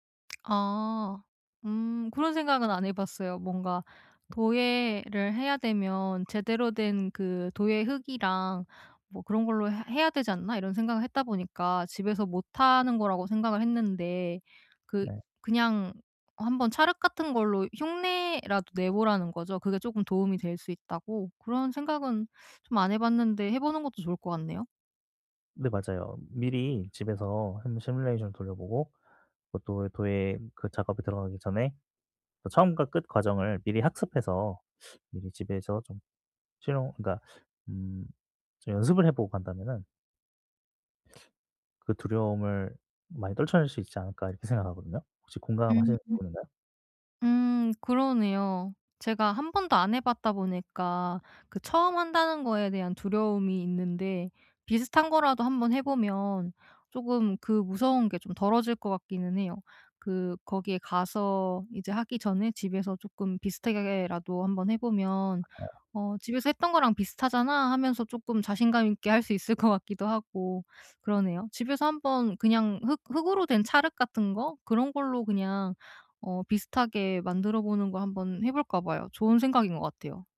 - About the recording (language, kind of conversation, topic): Korean, advice, 새로운 취미를 시작하는 게 무서운데 어떻게 시작하면 좋을까요?
- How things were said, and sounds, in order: lip smack; other background noise; teeth sucking; teeth sucking; teeth sucking